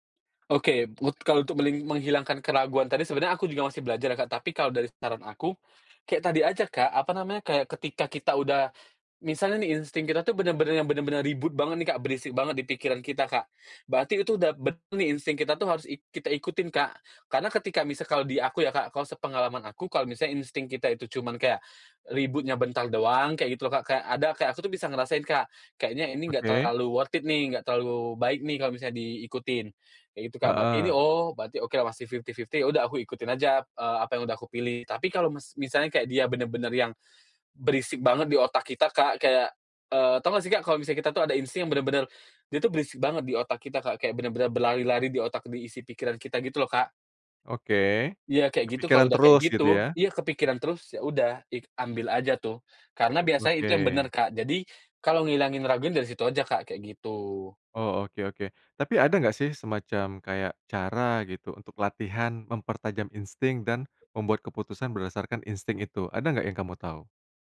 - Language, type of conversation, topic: Indonesian, podcast, Apa tips sederhana agar kita lebih peka terhadap insting sendiri?
- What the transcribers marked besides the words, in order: tapping; in English: "worth it"; in English: "fifty-fifty"; other background noise